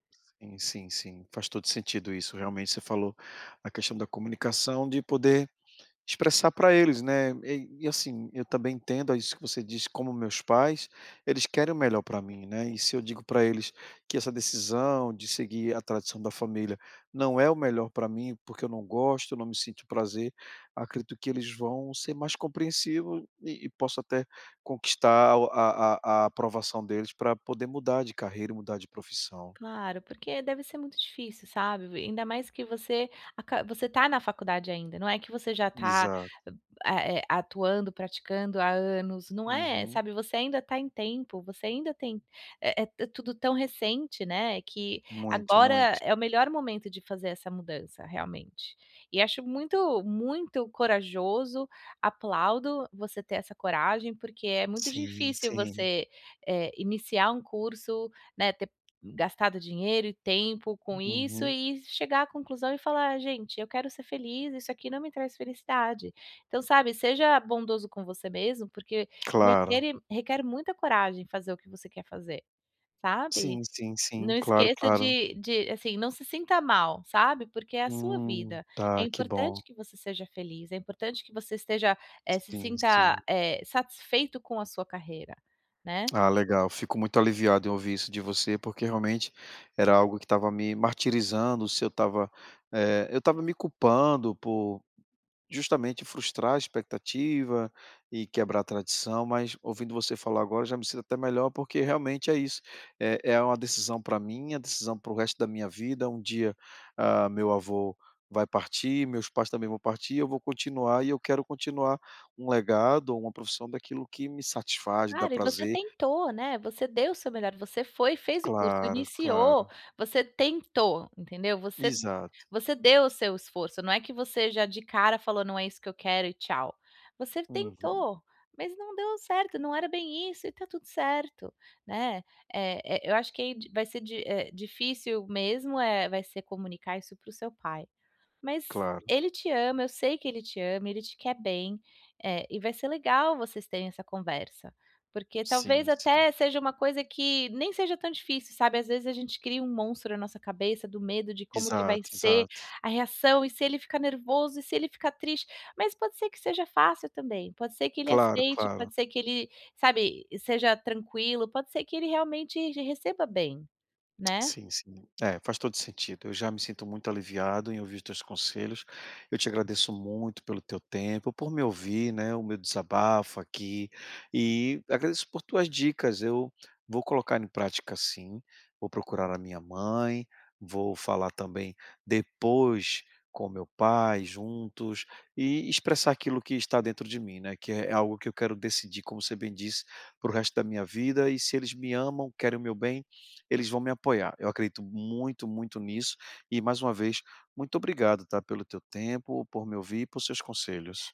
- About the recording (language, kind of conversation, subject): Portuguese, advice, Como posso respeitar as tradições familiares sem perder a minha autenticidade?
- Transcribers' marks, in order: none